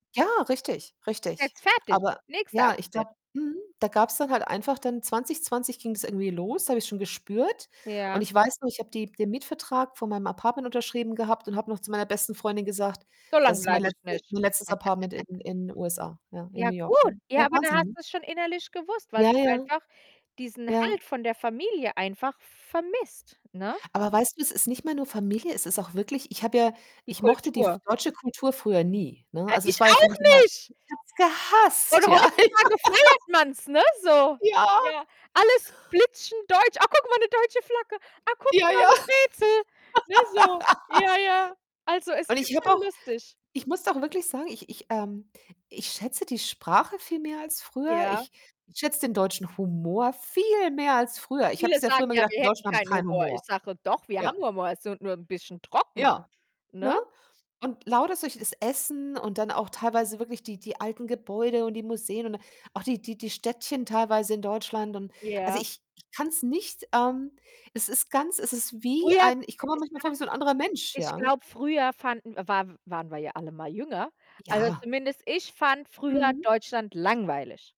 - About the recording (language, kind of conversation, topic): German, unstructured, Was vermisst du manchmal an deiner Familie?
- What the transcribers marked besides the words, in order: other background noise; distorted speech; giggle; joyful: "feiert man's"; laugh; laughing while speaking: "Ja"; joyful: "Ach gucke mal, 'ne deutsche Flagge. Ach, gucke mal, 'ne Brezel"; laugh; stressed: "viel"